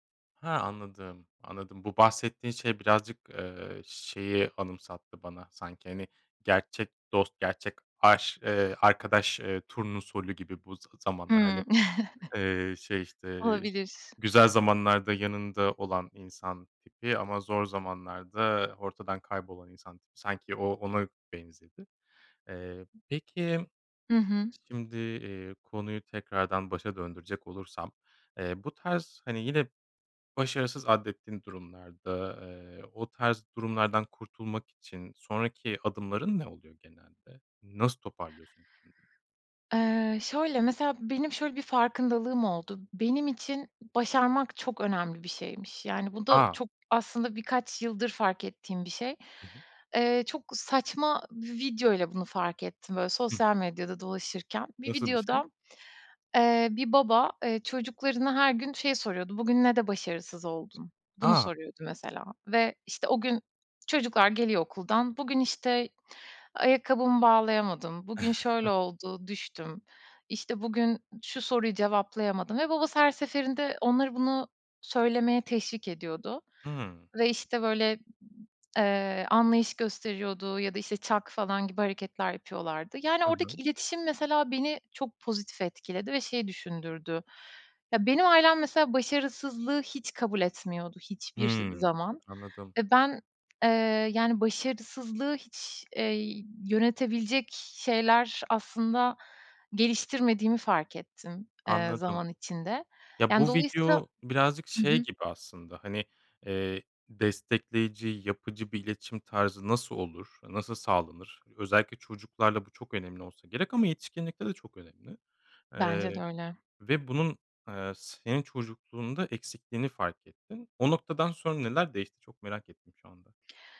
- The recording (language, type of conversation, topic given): Turkish, podcast, Başarısızlıktan sonra nasıl toparlanırsın?
- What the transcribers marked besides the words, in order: chuckle; other background noise; unintelligible speech; chuckle